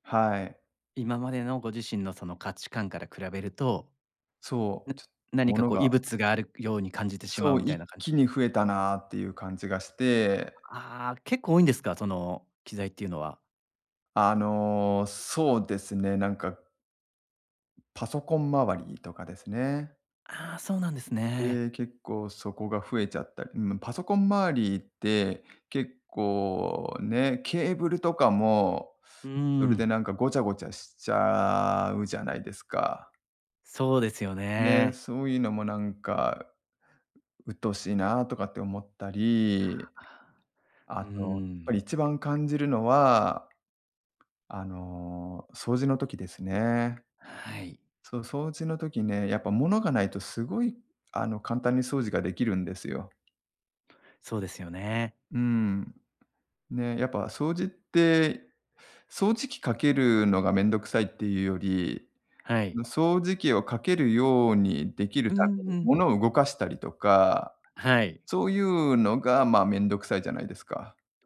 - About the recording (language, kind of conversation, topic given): Japanese, advice, 価値観の変化で今の生活が自分に合わないと感じるのはなぜですか？
- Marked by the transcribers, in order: tapping; other noise